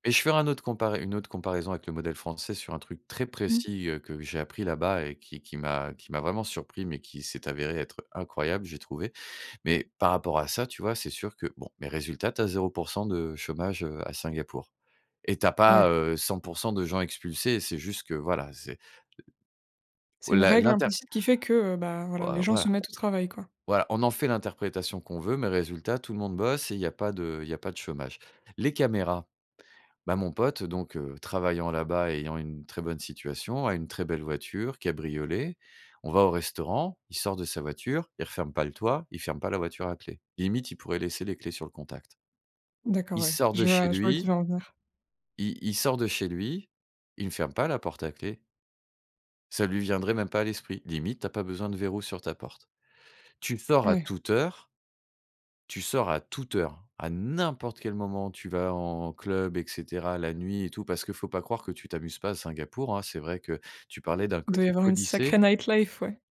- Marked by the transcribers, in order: tapping; stressed: "n'importe"; other background noise; in English: "night life"
- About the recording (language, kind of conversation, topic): French, podcast, Quel voyage a bouleversé ta vision du monde ?